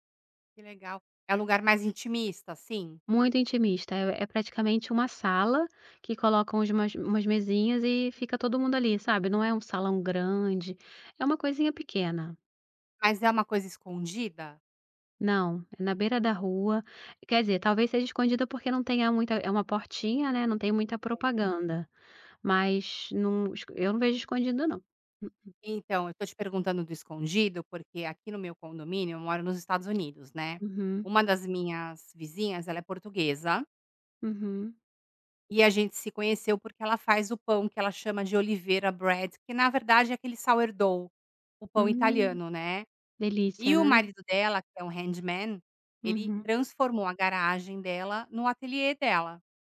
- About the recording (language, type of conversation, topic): Portuguese, podcast, Como a comida influencia a sensação de pertencimento?
- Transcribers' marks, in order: tapping; throat clearing; in English: "bread"; in English: "sourdough"; in English: "handman"